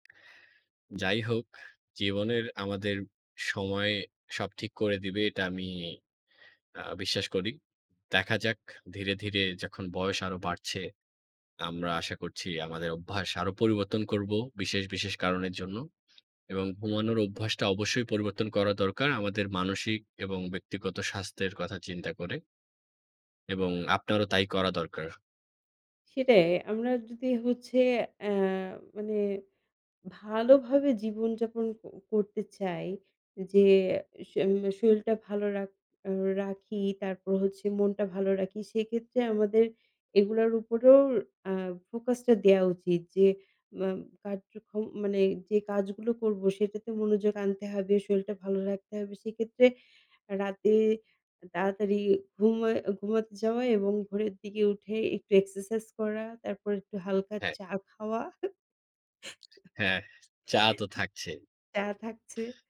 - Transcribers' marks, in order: "শরীরটা" said as "শরীলটা"; tapping; laugh
- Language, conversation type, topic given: Bengali, unstructured, সকালে তাড়াতাড়ি ঘুম থেকে ওঠা আর রাতে দেরি করে ঘুমানো—আপনি কোনটি বেশি পছন্দ করেন?